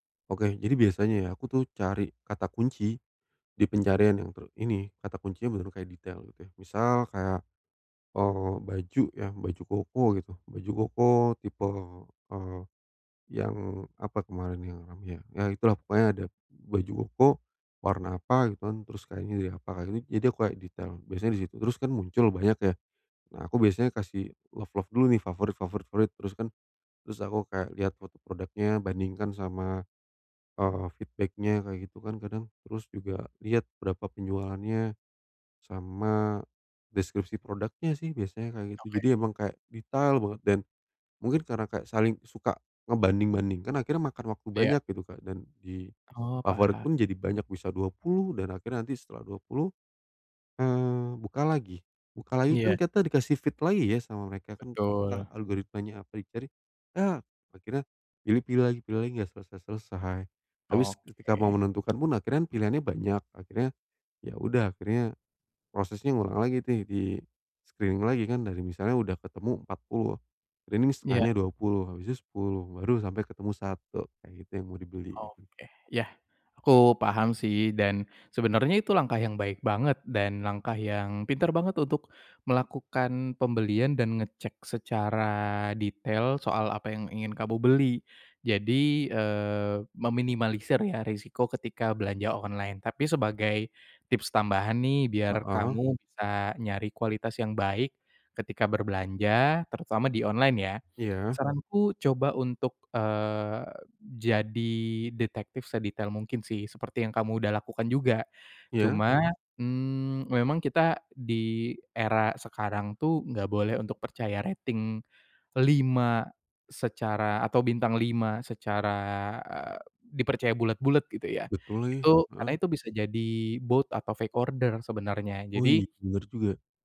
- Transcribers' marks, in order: in English: "love-love"; in English: "fruit"; in English: "feedback-nya"; in English: "feed"; in English: "di-screening"; in English: "screening"; in English: "rating"; in English: "bot"; in English: "fake order"
- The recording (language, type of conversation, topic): Indonesian, advice, Bagaimana cara mengetahui kualitas barang saat berbelanja?